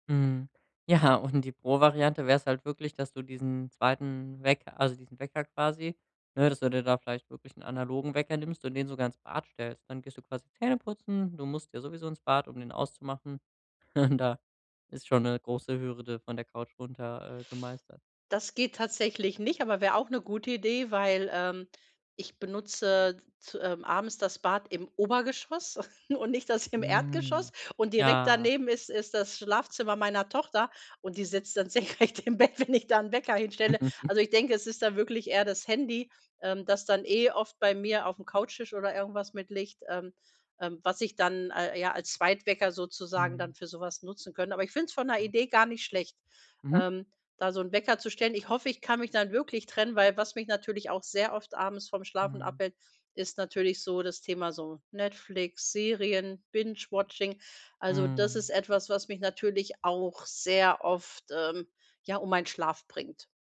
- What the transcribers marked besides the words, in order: laughing while speaking: "ja"; chuckle; chuckle; laughing while speaking: "das"; laughing while speaking: "dann senkrecht im Bett, wenn ich da"; giggle
- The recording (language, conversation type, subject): German, advice, Wie kann ich mir täglich feste Schlaf- und Aufstehzeiten angewöhnen?